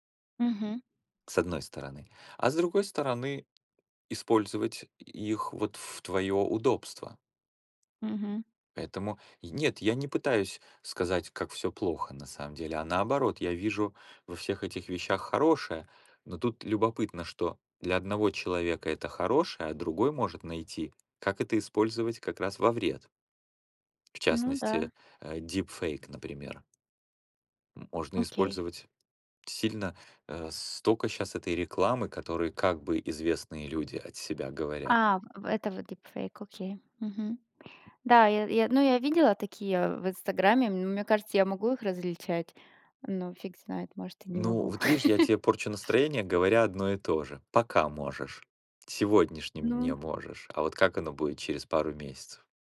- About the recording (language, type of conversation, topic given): Russian, unstructured, Что нового в технологиях тебя больше всего радует?
- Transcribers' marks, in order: tapping; chuckle; other noise